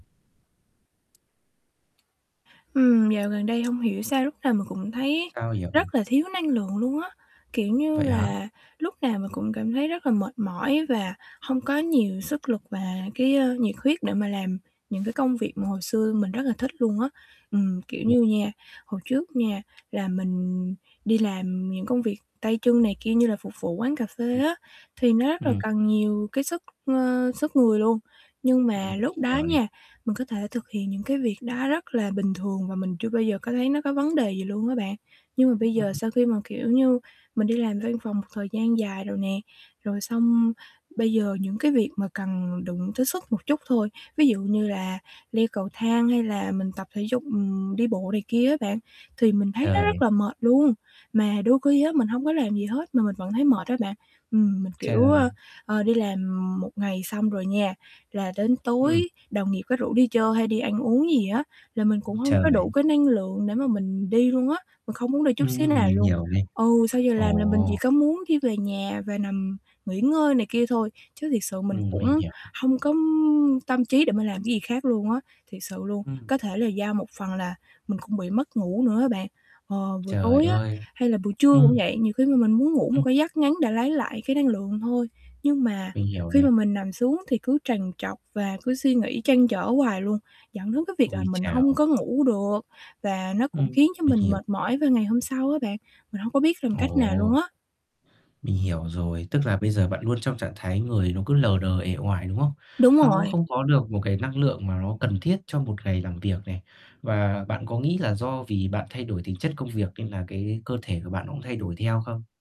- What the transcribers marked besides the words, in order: static; other background noise; distorted speech; tapping; unintelligible speech
- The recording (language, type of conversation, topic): Vietnamese, advice, Vì sao tôi luôn cảm thấy mệt mỏi kéo dài và thiếu năng lượng?